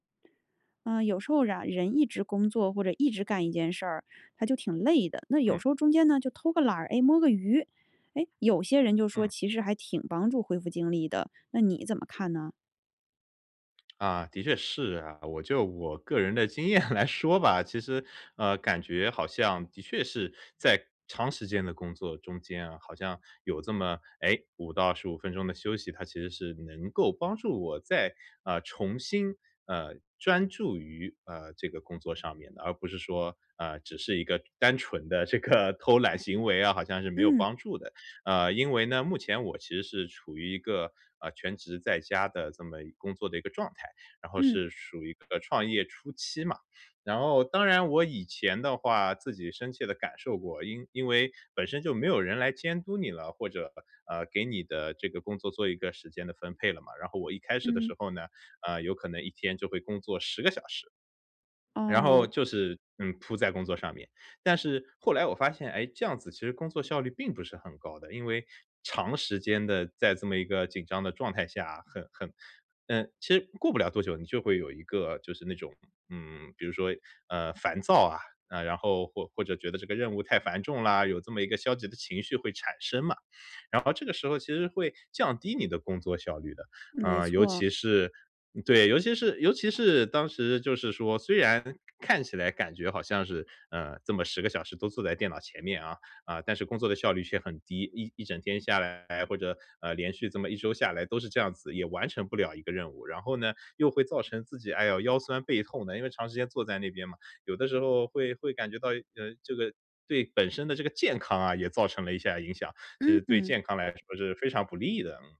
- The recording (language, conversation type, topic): Chinese, podcast, 你觉得短暂的“摸鱼”有助于恢复精力吗？
- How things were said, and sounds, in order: tapping; laughing while speaking: "经验"; laughing while speaking: "这个偷懒"; other background noise